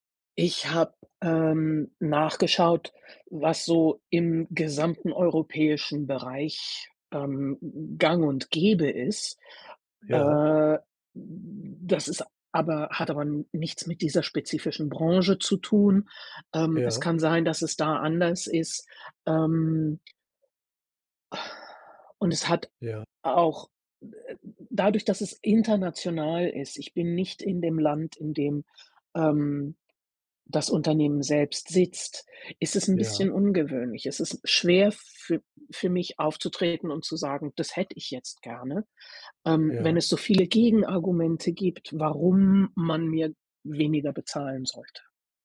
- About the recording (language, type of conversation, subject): German, advice, Wie kann ich meine Unsicherheit vor einer Gehaltsverhandlung oder einem Beförderungsgespräch überwinden?
- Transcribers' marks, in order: other background noise; exhale